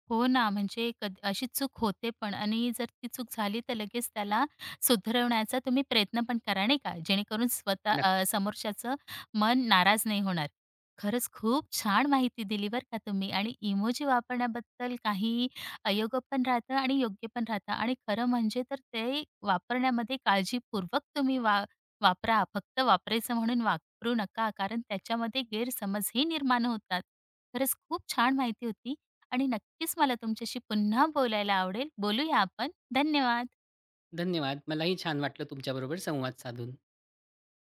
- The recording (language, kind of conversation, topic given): Marathi, podcast, इमोजी वापरण्याबद्दल तुमची काय मते आहेत?
- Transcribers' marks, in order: other noise; stressed: "पुन्हा"; tapping